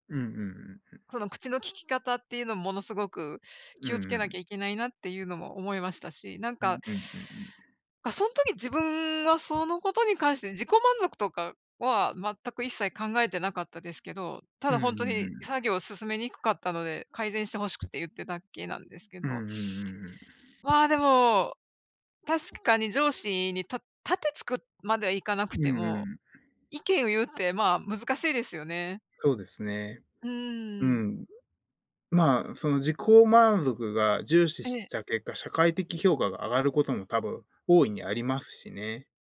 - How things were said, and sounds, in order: other background noise; other noise; tapping
- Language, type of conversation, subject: Japanese, unstructured, 自己満足と他者からの評価のどちらを重視すべきだと思いますか？